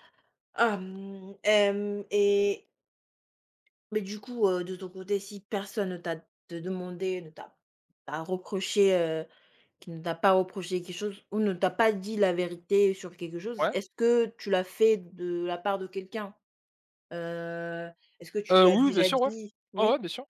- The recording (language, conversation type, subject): French, unstructured, Penses-tu que la vérité doit toujours être dite, même si elle blesse ?
- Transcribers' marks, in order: none